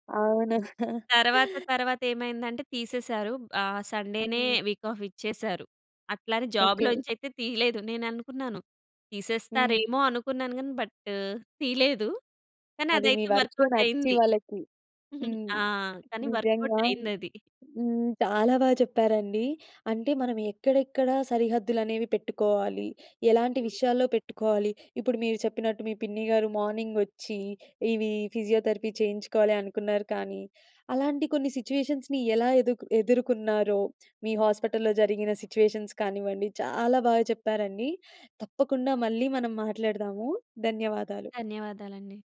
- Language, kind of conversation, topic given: Telugu, podcast, నీకు అవసరమైన వ్యక్తిగత హద్దులను నువ్వు ఎలా నిర్ణయించుకుని పాటిస్తావు?
- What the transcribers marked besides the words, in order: chuckle; in English: "సండే‌నే వీక్ ఆఫ్"; in English: "బట్"; in English: "వర్క్‌లో"; in English: "వర్క్‌అవుట్"; giggle; in English: "వర్క్‌అవుట్"; in English: "మార్నింగ్"; in English: "ఫిజియోథెరపీ"; in English: "సిట్యుయేషన్స్‌ని"; in English: "హాస్పిటల్లో"; in English: "సిట్యుయేషన్స్"